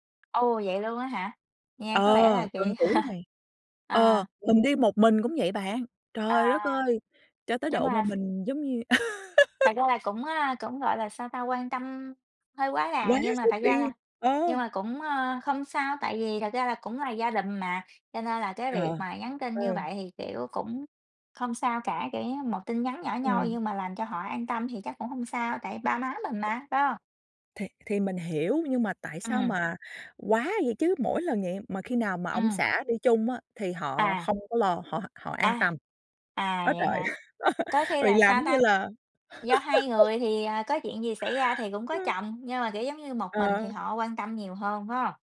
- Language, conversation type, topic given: Vietnamese, unstructured, Theo bạn, điều gì quan trọng nhất trong một mối quan hệ?
- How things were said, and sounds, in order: tapping; laugh; other background noise; laugh; laugh